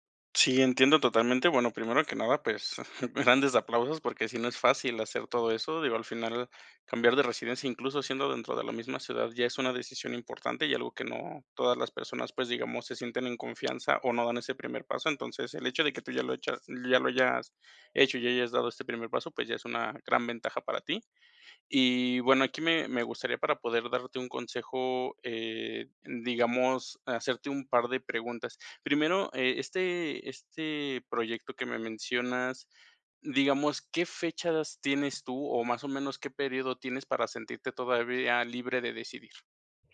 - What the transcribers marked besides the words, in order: laughing while speaking: "grandes"; tapping; other background noise
- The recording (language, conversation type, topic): Spanish, advice, ¿Cómo puedo tomar decisiones importantes con más seguridad en mí mismo?